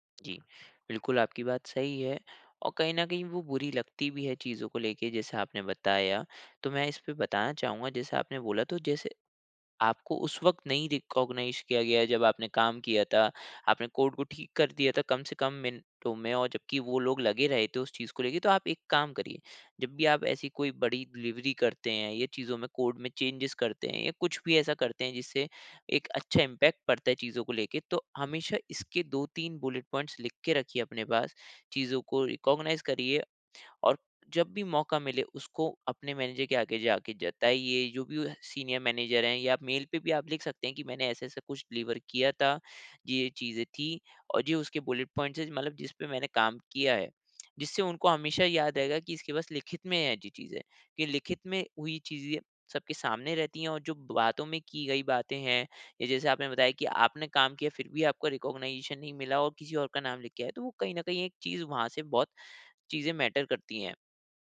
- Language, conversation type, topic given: Hindi, advice, मैं अपने योगदान की मान्यता कैसे सुनिश्चित कर सकता/सकती हूँ?
- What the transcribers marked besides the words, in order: in English: "रिकॉग्नाइज"; in English: "डिलिवरी"; in English: "चेंजेज़"; in English: "इम्पैक्ट"; in English: "बुलेट पॉइंट्स"; in English: "रिकॉग्नाइज"; in English: "मैनेजर"; in English: "सीनियर मैनेजर"; in English: "डिलीवर"; in English: "बुलेट पॉइंट्स"; in English: "रिकॉग्नाइजेशन"; in English: "मैटर"